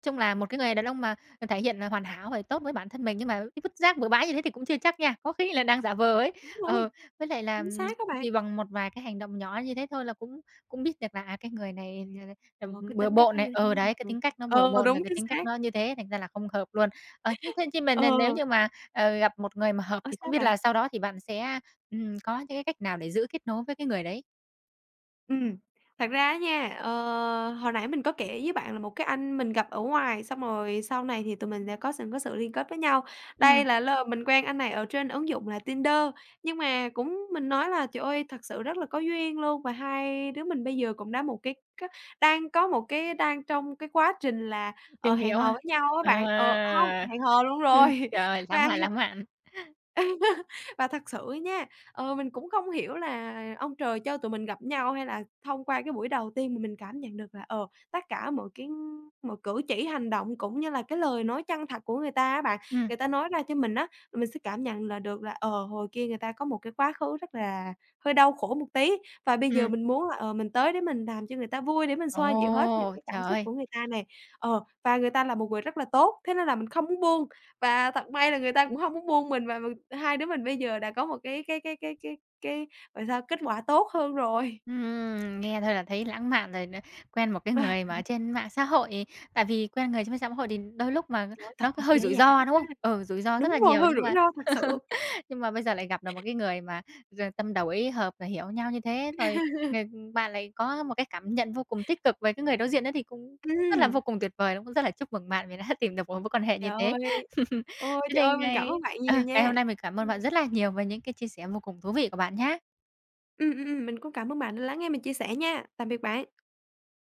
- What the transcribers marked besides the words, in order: tapping; lip smack; laugh; chuckle; laughing while speaking: "luôn rồi và"; laugh; chuckle; laughing while speaking: "rồi"; laugh; other background noise; unintelligible speech; laugh; laugh; chuckle
- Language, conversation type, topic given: Vietnamese, podcast, Bạn làm thế nào để giữ cho các mối quan hệ luôn chân thành khi mạng xã hội ngày càng phổ biến?